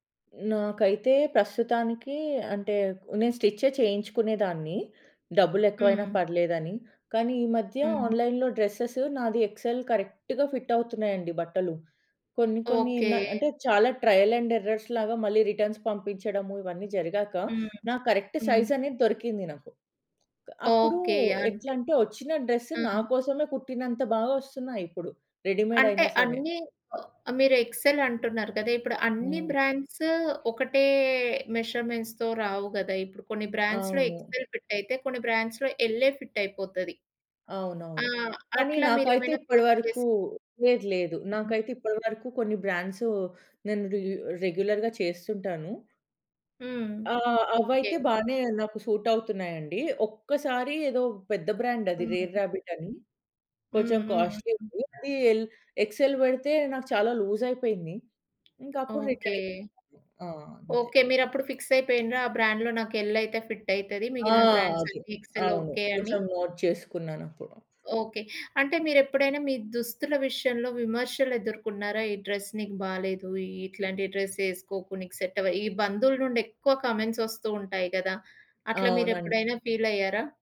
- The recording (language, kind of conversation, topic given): Telugu, podcast, దుస్తులు ఎంచుకునేటప్పుడు మీ అంతర్భావం మీకు ఏమి చెబుతుంది?
- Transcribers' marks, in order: in English: "ఆన్‌లైన్‌లో డ్రెసెస్"; in English: "ఎక్సెల్ కరెక్ట్‌గా"; in English: "ట్రయల్ అండ్ ఎర్రర్స్"; in English: "రిటర్న్స్"; in English: "కరెక్ట్ సైజ్"; in English: "రెడీమేడ్"; in English: "ఎక్సెల్"; in English: "బ్రాండ్స్"; in English: "మెజర్‌మెంట్స్‌తో"; in English: "బ్రాండ్స్‌లో ఎక్సెల్"; in English: "బ్రాండ్స్‌లో ఎలే ఫిట్"; in English: "ఫేస్"; in English: "రె రెగ్యులర్‌గా"; other background noise; in English: "సూట్"; in English: "ఎల్ ఎక్సెల్"; tapping; in English: "రిటర్న్"; in English: "ఫిక్స్"; in English: "బ్రాండ్‌లో"; in English: "ఎల్"; in English: "ఫిట్"; in English: "బ్రాండ్స్"; in English: "ఎక్సెల్"; in English: "నోట్"; in English: "డ్రెస్"; in English: "డ్రెస్"; in English: "సెట్"; in English: "కామెంట్స్"